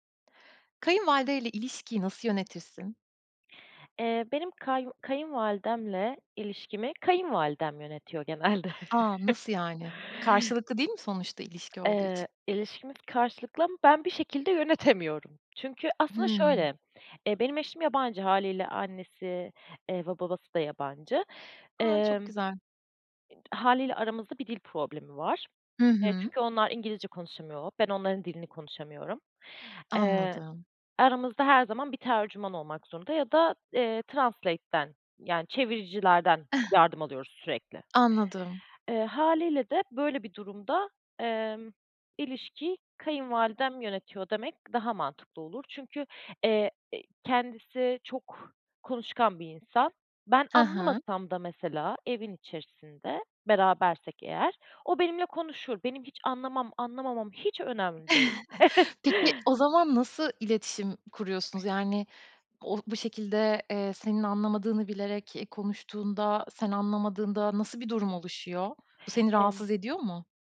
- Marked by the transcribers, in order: tapping; chuckle; in English: "translate'den"; chuckle; chuckle; other noise
- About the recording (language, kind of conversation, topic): Turkish, podcast, Kayınvalidenizle ilişkinizi nasıl yönetirsiniz?